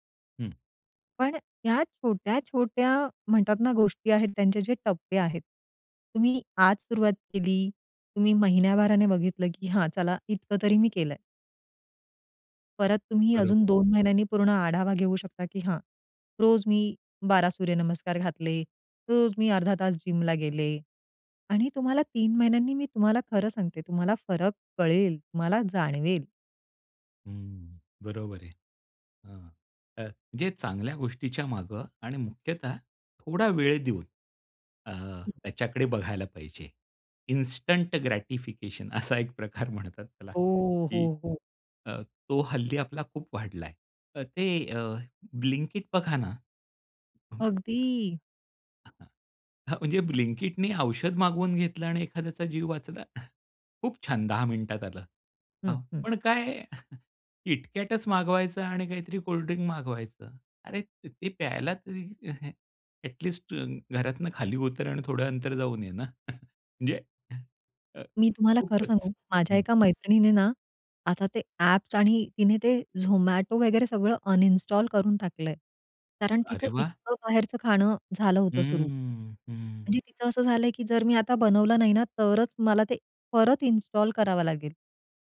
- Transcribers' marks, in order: tapping; in English: "इन्स्टंट ग्रॅटिफिकेशन"; laughing while speaking: "असा एक प्रकार म्हणतात"; drawn out: "ओह!"; drawn out: "अगदी"; chuckle; chuckle; chuckle; chuckle; in English: "अ‍ॅट लीस्ट"; chuckle; other background noise; in English: "अनइंस्टॉल"; in English: "इन्स्टॉल"
- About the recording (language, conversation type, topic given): Marathi, podcast, तात्काळ समाधान आणि दीर्घकालीन वाढ यांचा तोल कसा सांभाळतोस?